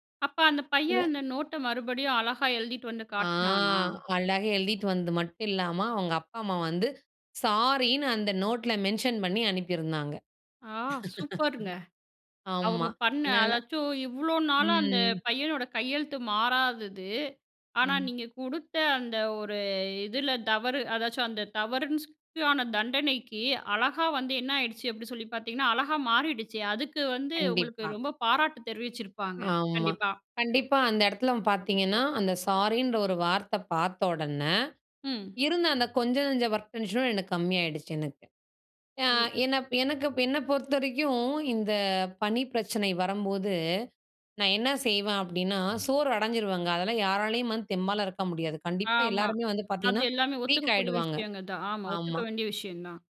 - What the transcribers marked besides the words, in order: unintelligible speech; drawn out: "ஆ!"; in English: "நோட்ல மென்ஷன்"; surprised: "ஆ! சூப்பருங்க"; "அதாவது" said as "அதாச்சும்"; laugh; "அதாவது" said as "அதாச்சும்"; in English: "ஒர்க் டென்ஷனும்"; "சோர்வு அடைஞ்சிடுவாங்க" said as "சோறு அடஞ்சிருவாங்க"; "வந்து" said as "வந்த்"; "பாத்தீங்கன்னா" said as "பாதீனா"; in English: "வீக்"
- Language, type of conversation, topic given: Tamil, podcast, பணிப் பிரச்சினைகளால் சோர்வடைந்தபோது நீங்கள் என்ன செய்கிறீர்கள்?